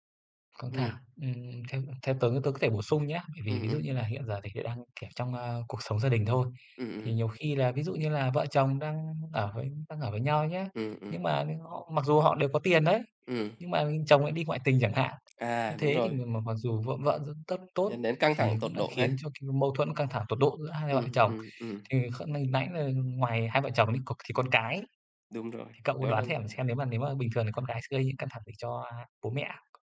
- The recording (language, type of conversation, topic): Vietnamese, unstructured, Tiền bạc có phải là nguyên nhân chính gây căng thẳng trong cuộc sống không?
- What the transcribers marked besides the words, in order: tapping; "xem-" said as "xẻm"